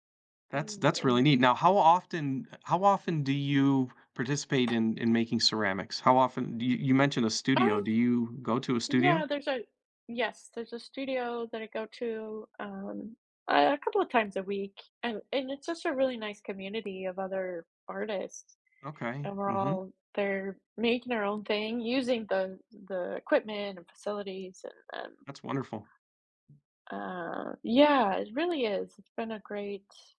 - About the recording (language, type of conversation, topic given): English, unstructured, How can couples find a healthy balance between spending time together and pursuing their own interests?
- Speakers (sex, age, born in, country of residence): female, 45-49, United States, United States; male, 55-59, United States, United States
- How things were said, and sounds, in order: tapping; other background noise